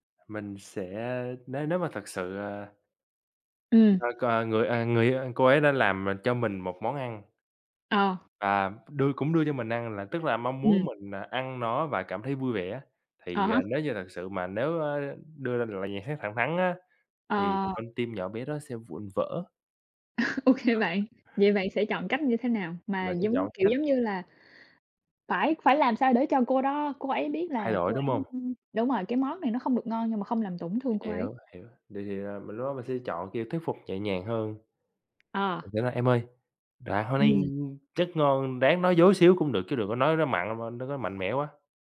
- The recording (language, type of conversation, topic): Vietnamese, unstructured, Làm sao để thuyết phục người yêu làm điều bạn mong muốn?
- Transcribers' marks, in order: unintelligible speech; tapping; other background noise; laugh; other noise; in English: "honey"; unintelligible speech